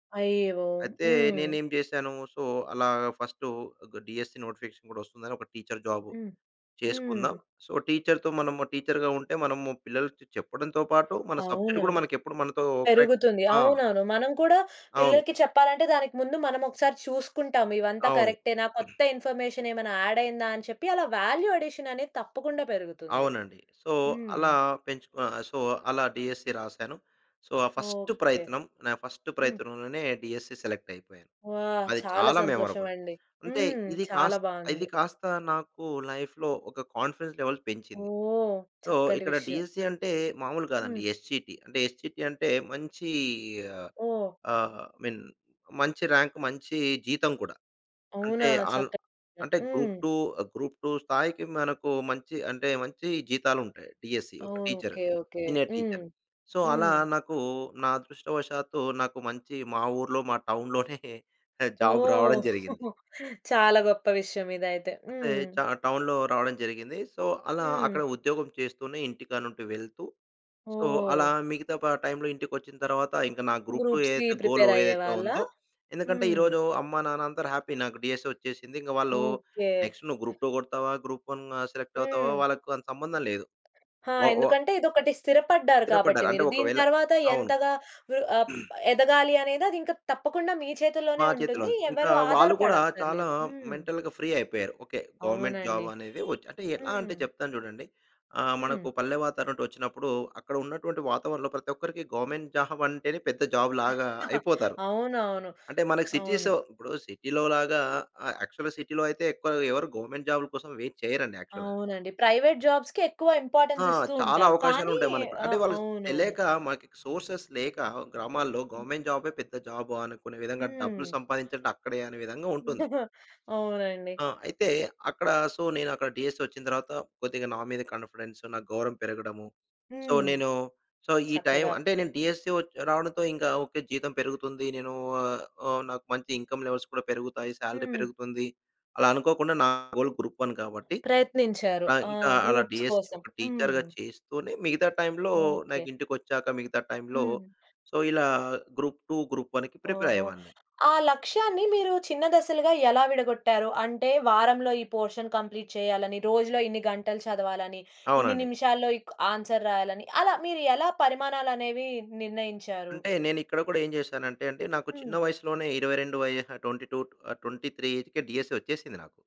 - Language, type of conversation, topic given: Telugu, podcast, చిన్న చిన్న దశలుగా ముందుకు సాగడం మీకు ఏ విధంగా ఉపయోగపడింది?
- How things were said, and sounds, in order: in English: "సో"; in English: "డీఎస్సీ నోటిఫికేషన్"; in English: "టీచర్ జాబ్"; in English: "సో, టీచర్‌తో"; tapping; in English: "టీచర్‌గా"; in English: "సబ్జెక్ట్"; in English: "కరెక్ట్"; throat clearing; in English: "వాల్యూ"; in English: "సో"; in English: "సో"; in English: "డీఎస్సీ"; in English: "సో"; in English: "డీఎస్సీ"; in English: "మెమరబుల్"; in English: "లైఫ్‌లో"; in English: "కాన్ఫిడెన్స్ లెవెల్"; in English: "సో"; in English: "డీఎస్సీ"; in English: "ఎస్‌సిటి"; in English: "ఎస్‌సిటి"; in English: "ర్యాంక్"; unintelligible speech; in English: "డీఎస్సీ"; in English: "సీనియర్"; in English: "సో"; laughing while speaking: "మా టౌన్‌లోనే జాబ్ రావడం జరిగింది"; in English: "టౌన్‌లోనే జాబ్"; chuckle; in English: "టౌన్‌లో"; in English: "సో"; in English: "సో"; in English: "గ్రూప్స్‌కి ప్రిపేర్"; in English: "గోల్"; in English: "హ్యాపీ"; in English: "డీఎస్సీ"; in English: "నెక్స్ట్"; other background noise; throat clearing; in English: "మెంటల్‌గా ఫ్రీ"; in English: "గవర్నమెంట్ జాబ్"; horn; in English: "గవర్నమెంట్"; in English: "జాబ్"; chuckle; in English: "సిటీ‌లో"; in English: "యాక్చువల్‌గా సిటీ‌లో"; in English: "గవర్నమెంట్ జాబ్‌ల"; in English: "వెయిట్"; in English: "యాక్చువల్‌గా"; in English: "ప్రైవేట్"; in English: "ఇంపార్టెన్స్"; in English: "సోర్సెస్"; in English: "గవర్నమెంట్"; chuckle; in English: "సో"; in English: "డీఎస్సీ"; in English: "సో"; in English: "సో"; in English: "డీఎస్సీ"; in English: "ఇన్‌కమ్ లెవెల్స్"; in English: "సాలరీ"; in English: "గోల్"; in English: "గ్రూప్స్"; in English: "డీఎస్సీ"; in English: "టీచర్‌గా"; in English: "సో"; in English: "పోర్షన్ కంప్లీట్"; in English: "ఆన్సర్"; in English: "ట్వెంటీ టు"; in English: "ట్వెంటీ త్రీ"; in English: "డీఎస్సీ"